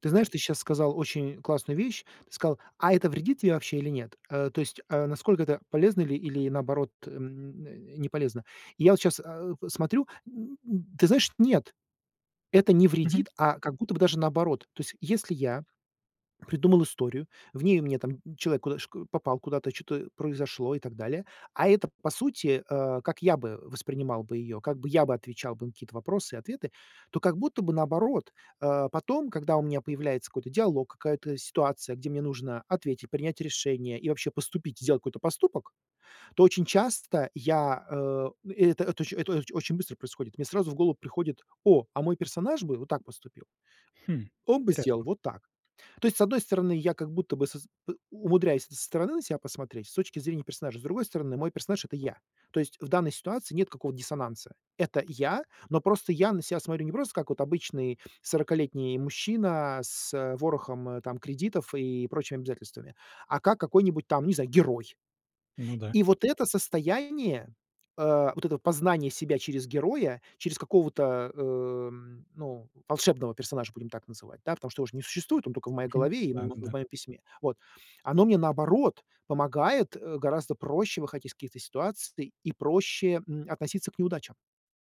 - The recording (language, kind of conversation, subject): Russian, advice, Как письмо может помочь мне лучше понять себя и свои чувства?
- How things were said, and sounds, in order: other background noise